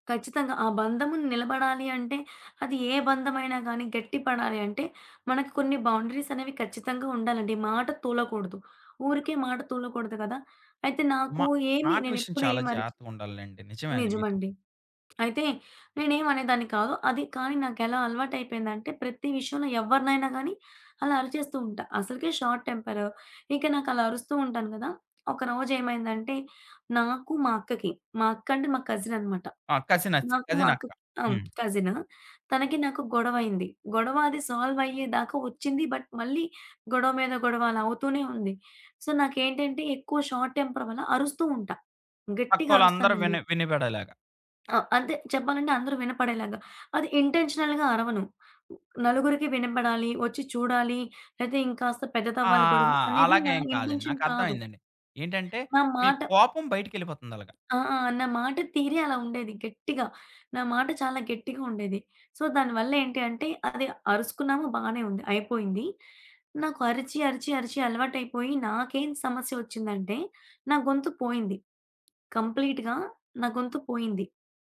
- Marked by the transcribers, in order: in English: "బౌండరీస్"; tapping; in English: "షార్ట్"; in English: "సాల్వ్"; in English: "బట్"; in English: "సో"; in English: "షార్ట్ టెంపర్"; in English: "ఇంటెన్షనల్‌గా"; in English: "ఇంటెన్షన్"; in English: "సో"; in English: "కంప్లీట్‌గా"
- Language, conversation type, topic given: Telugu, podcast, పొరపాట్ల నుంచి నేర్చుకోవడానికి మీరు తీసుకునే చిన్న అడుగులు ఏవి?